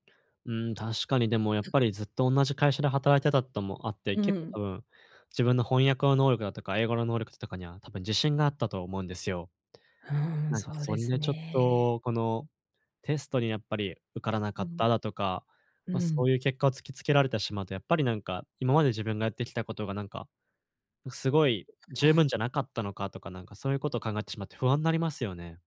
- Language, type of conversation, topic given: Japanese, advice, 失敗した後に自信を取り戻す方法は？
- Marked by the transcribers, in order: other background noise; unintelligible speech